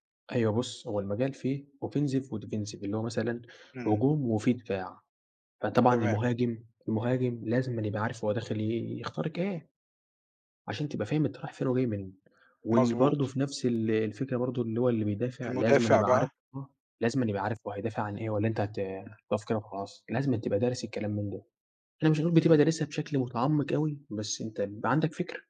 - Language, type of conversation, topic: Arabic, podcast, إيه أهم نصيحة ممكن تقولها لنفسك وإنت أصغر؟
- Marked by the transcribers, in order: in English: "offensive وdefensive"